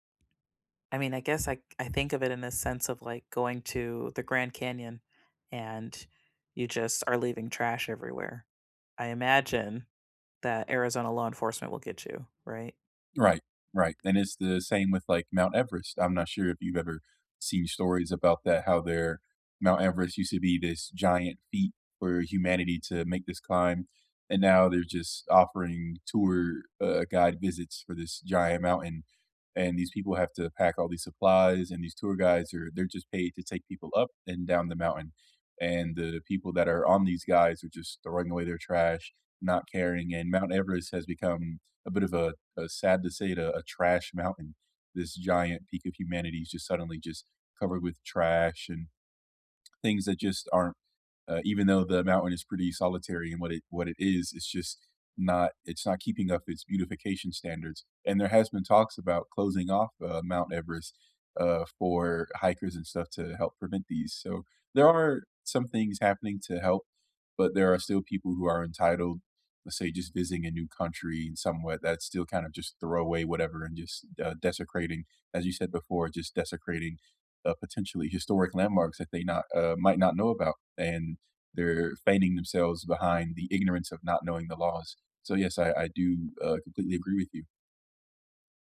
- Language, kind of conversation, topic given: English, unstructured, What do you think about tourists who litter or damage places?
- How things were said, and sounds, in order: tapping